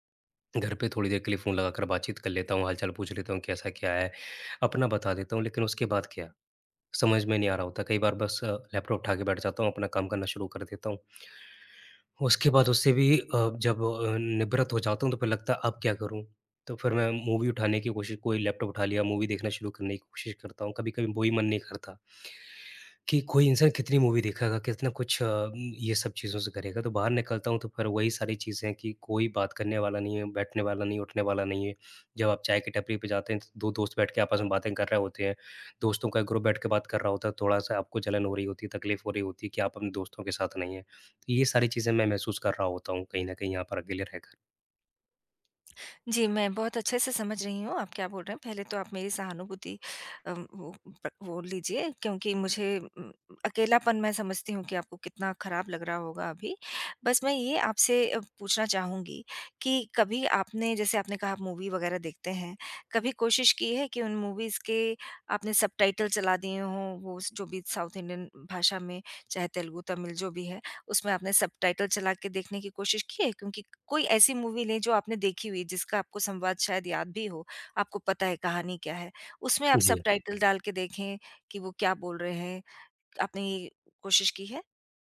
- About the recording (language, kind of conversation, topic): Hindi, advice, नए शहर में लोगों से सहजता से बातचीत कैसे शुरू करूँ?
- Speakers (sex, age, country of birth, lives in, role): female, 50-54, India, United States, advisor; male, 25-29, India, India, user
- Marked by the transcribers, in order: tapping; in English: "मूवी"; in English: "मूवी"; in English: "मूवी"; in English: "ग्रुप"; other background noise; in English: "मूवी"; in English: "मूवीज"; in English: "सबटाइटल"; in English: "साउथ इंडियन"; in English: "सबटाइटल"; other animal sound; in English: "मूवी"; in English: "सबटाइटल"